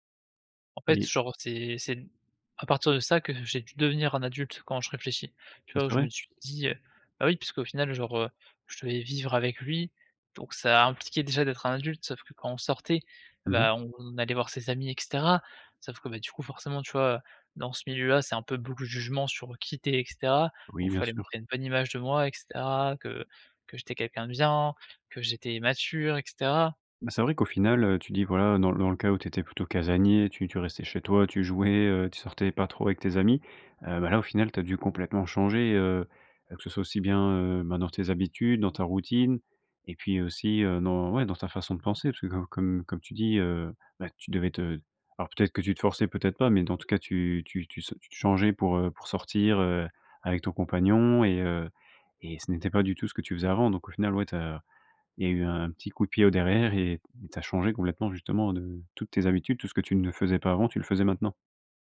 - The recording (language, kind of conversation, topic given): French, podcast, Peux-tu raconter un moment où tu as dû devenir adulte du jour au lendemain ?
- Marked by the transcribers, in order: none